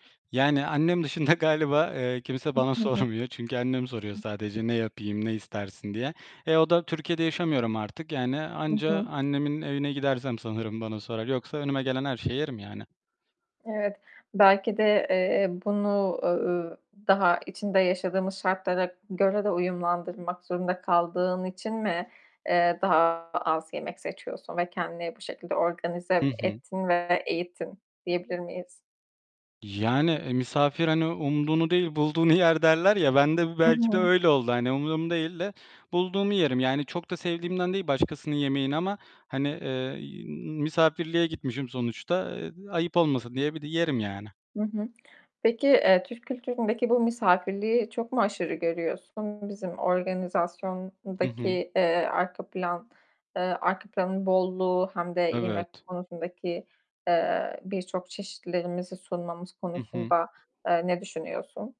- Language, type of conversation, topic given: Turkish, podcast, Haftalık yemek hazırlığını nasıl organize ediyorsun?
- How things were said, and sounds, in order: laughing while speaking: "dışında"; giggle; laughing while speaking: "sormuyor"; distorted speech; other background noise; static; tapping